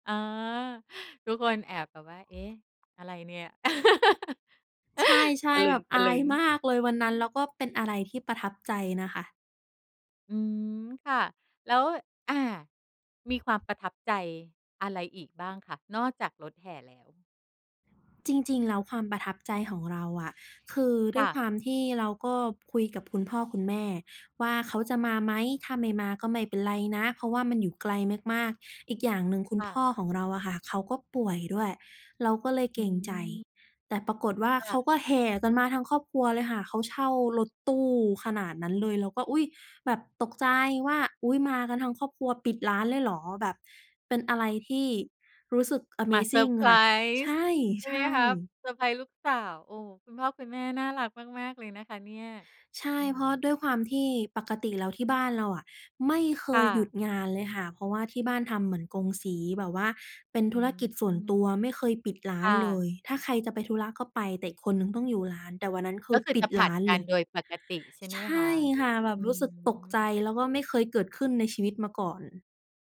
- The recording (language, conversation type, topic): Thai, podcast, คุณช่วยเล่าเรื่องวันรับปริญญาที่ประทับใจให้ฟังหน่อยได้ไหม?
- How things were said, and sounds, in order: other background noise; tapping; laugh